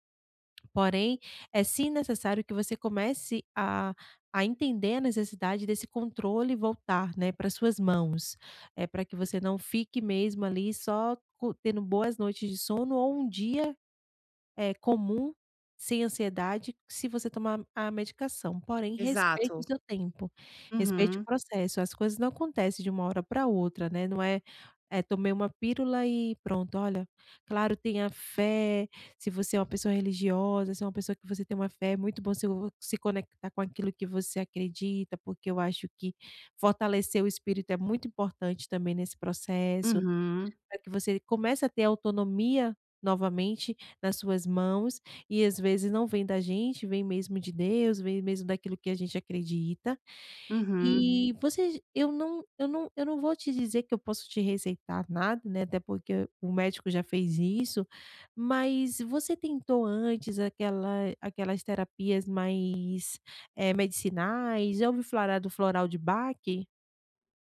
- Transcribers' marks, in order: tapping; other background noise; "falar" said as "flarar"
- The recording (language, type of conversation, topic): Portuguese, advice, Como posso reduzir a ansiedade antes de dormir?